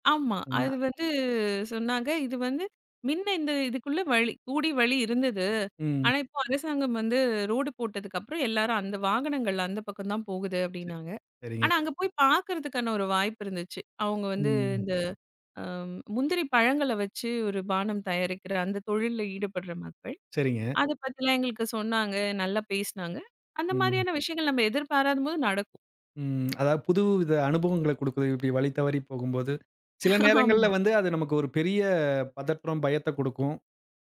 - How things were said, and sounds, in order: "ஆமா" said as "ம்மா"; other background noise; other noise; laughing while speaking: "ஆமா"
- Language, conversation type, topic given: Tamil, podcast, அழகான இடங்களை நீங்கள் எப்படிக் கண்டுபிடிக்கிறீர்கள்?